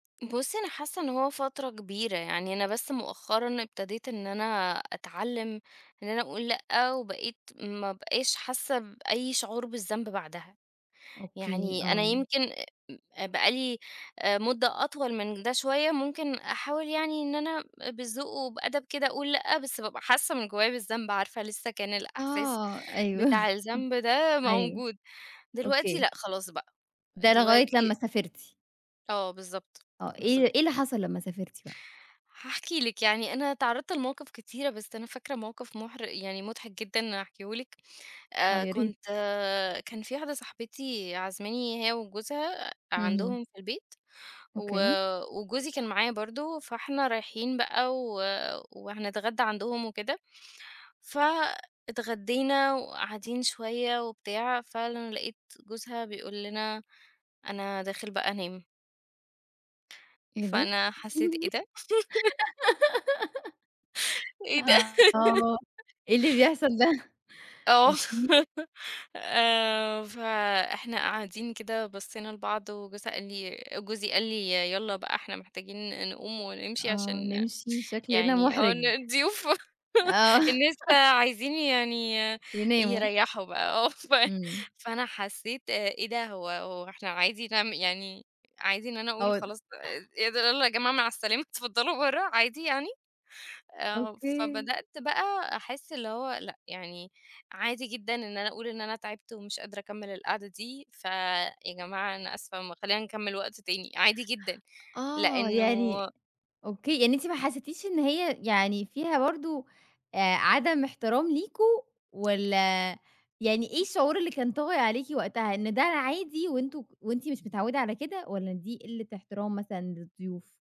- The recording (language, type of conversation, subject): Arabic, podcast, إزاي أتعلم أقول لأ من غير ما أحس بالذنب؟
- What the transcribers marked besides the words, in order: chuckle; tapping; giggle; laugh; chuckle; laugh; chuckle; laughing while speaking: "الضيوف"; laugh; laughing while speaking: "ف"; laugh; laugh; unintelligible speech